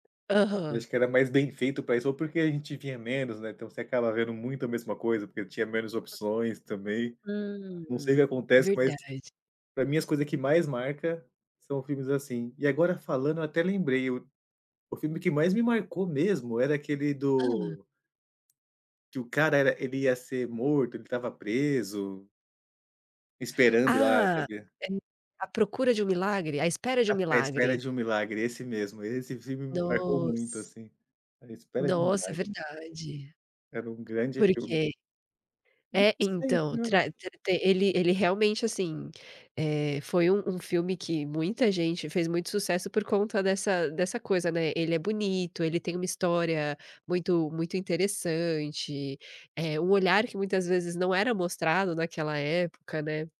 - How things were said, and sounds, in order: other background noise; tapping
- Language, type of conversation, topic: Portuguese, podcast, Por que revisitar filmes antigos traz tanto conforto?